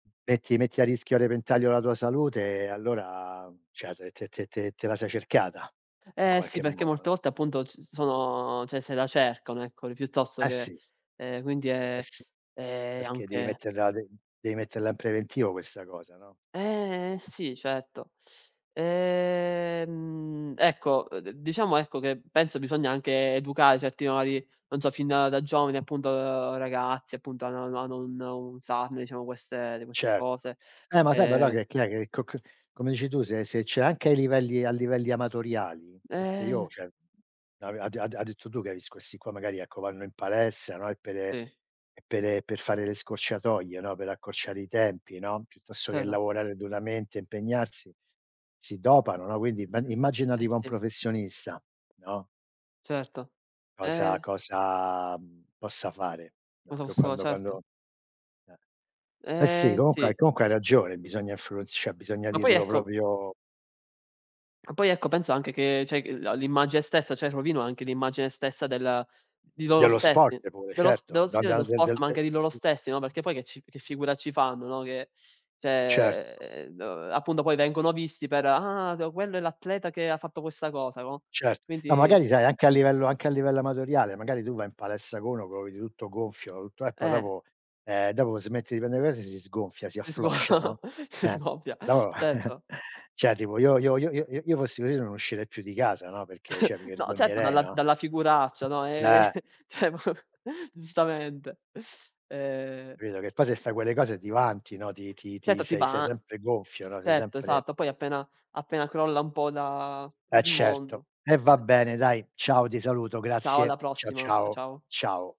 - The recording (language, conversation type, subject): Italian, unstructured, È giusto che chi fa doping venga squalificato a vita?
- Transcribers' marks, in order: "cioè" said as "ceh"; "cioè" said as "ceh"; "certo" said as "cetto"; "valori" said as "mori"; "diciamo" said as "ciamo"; drawn out: "Eh"; "cioè" said as "ceh"; "Sì" said as "tì"; unintelligible speech; unintelligible speech; "cioè" said as "ceh"; "cioè" said as "ceh"; "l'immagine" said as "immagie"; "cioè" said as "ceh"; "cioè" said as "ceh"; put-on voice: "Ah d quello è l'atleta che ha fatto questa cosa"; laughing while speaking: "Sgo s scoppia"; "Certo" said as "cetto"; chuckle; "Cioè" said as "ceh"; chuckle; "cioè" said as "ceh"; laughing while speaking: "Eh, ceh giustamente"; "cioè" said as "ceh"; "Capito" said as "bido"; "Certo" said as "cetto"; other background noise